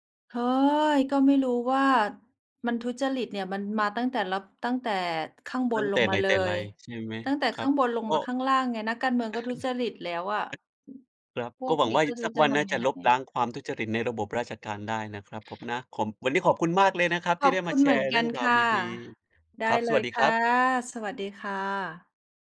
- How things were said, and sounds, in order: chuckle; other noise; tapping; other background noise
- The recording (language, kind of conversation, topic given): Thai, unstructured, คุณคิดอย่างไรเกี่ยวกับการทุจริตในระบบราชการ?
- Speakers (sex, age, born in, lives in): female, 45-49, Thailand, Thailand; male, 30-34, Indonesia, Indonesia